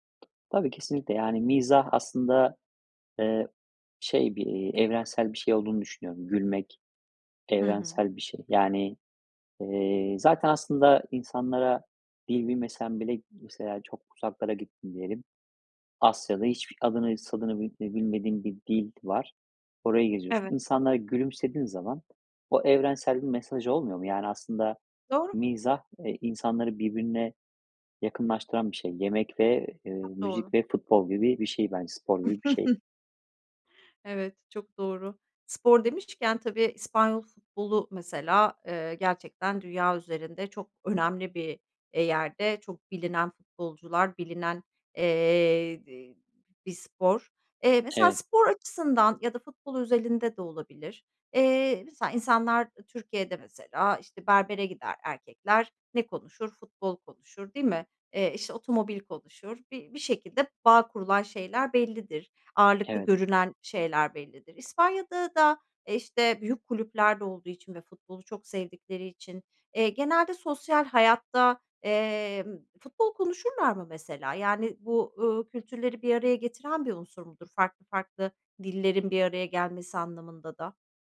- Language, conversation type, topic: Turkish, podcast, İki dili bir arada kullanmak sana ne kazandırdı, sence?
- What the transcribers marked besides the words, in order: other background noise; chuckle